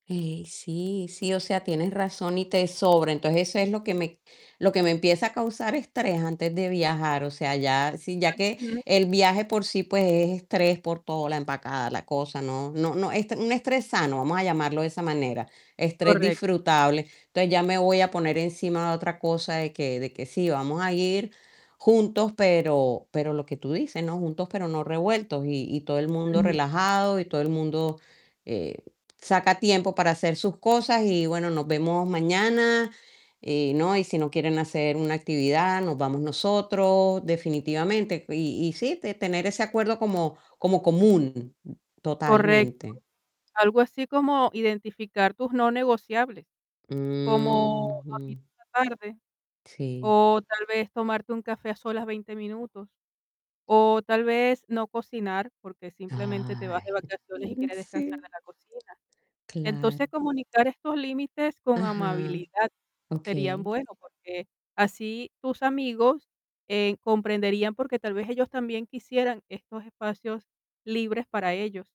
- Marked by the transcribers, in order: static; distorted speech; tapping; drawn out: "Uqjú"; drawn out: "Ay"
- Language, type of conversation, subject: Spanish, advice, ¿Cómo puedo disfrutar de las vacaciones sin sentirme estresado?